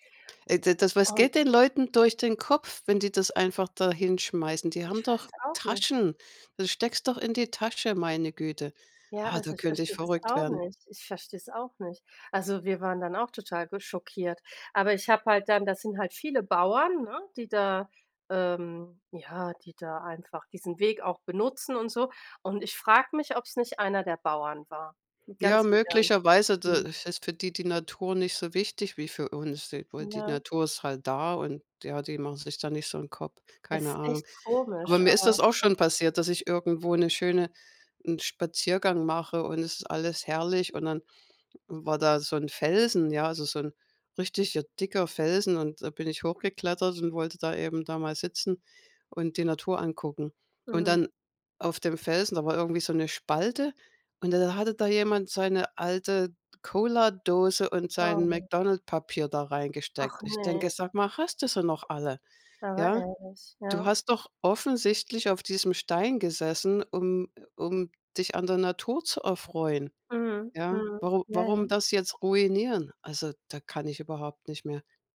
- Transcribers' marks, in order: unintelligible speech
- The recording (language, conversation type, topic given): German, unstructured, Was stört dich an der Verschmutzung der Natur am meisten?